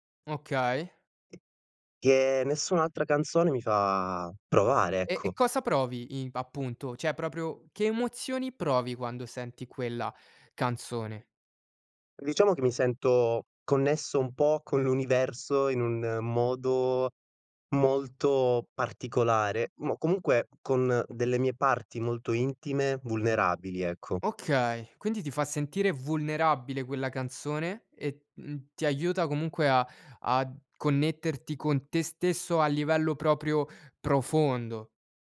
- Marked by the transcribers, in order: other background noise; laughing while speaking: "l'universo"
- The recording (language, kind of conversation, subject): Italian, podcast, Quale canzone ti fa sentire a casa?